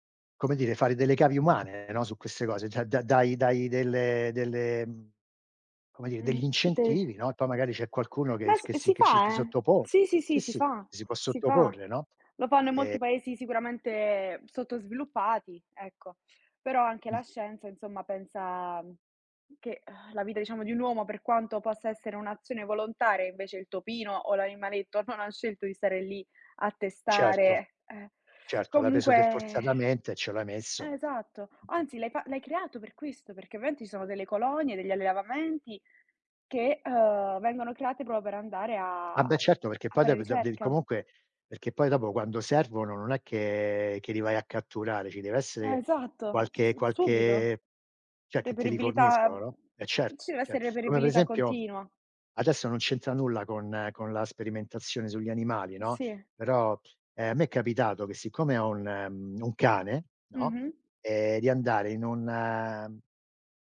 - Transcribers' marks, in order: "proprio" said as "propro"; "cioè" said as "ceh"
- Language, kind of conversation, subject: Italian, unstructured, Qual è la tua opinione sulla sperimentazione sugli animali?